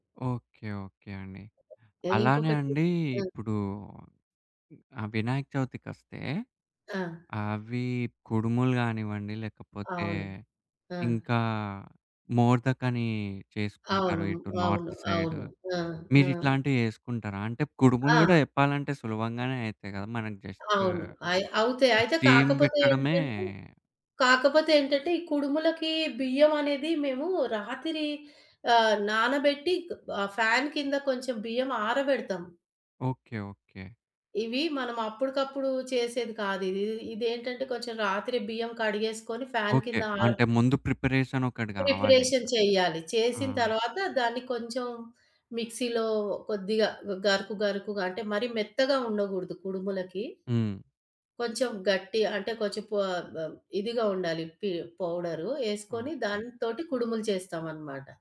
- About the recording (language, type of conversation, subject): Telugu, podcast, పండగల కోసం సులభంగా, త్వరగా తయారయ్యే వంటకాలు ఏవి?
- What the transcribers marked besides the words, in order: in English: "నార్త్"; in English: "జస్ట్ స్టీమ్"; in English: "ఫాన్"; in English: "ఫ్యాన్"; in English: "ప్రిపరేషన్"; in English: "ప్రిపరేషన్"; in English: "మిక్సీలో"